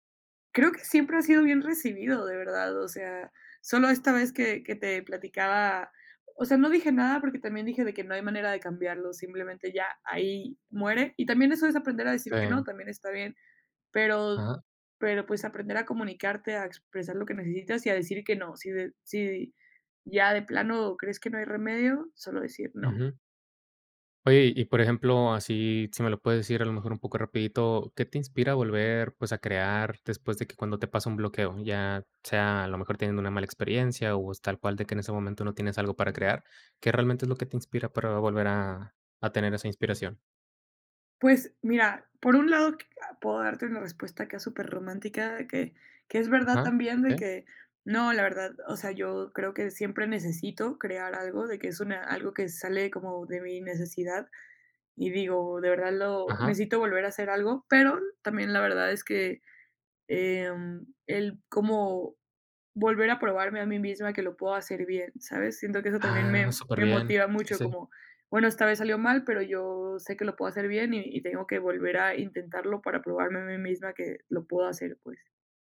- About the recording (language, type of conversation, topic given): Spanish, podcast, ¿Qué límites pones para proteger tu espacio creativo?
- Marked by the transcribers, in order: none